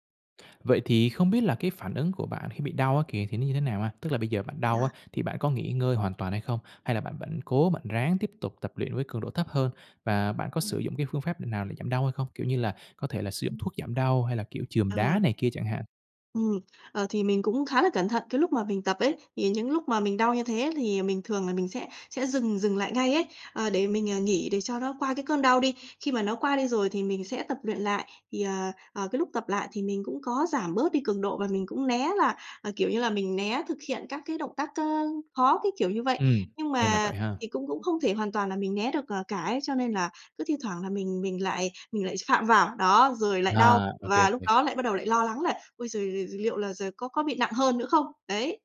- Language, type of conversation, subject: Vietnamese, advice, Tôi bị đau lưng khi tập thể dục và lo sẽ làm nặng hơn, tôi nên làm gì?
- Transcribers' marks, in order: other background noise; tapping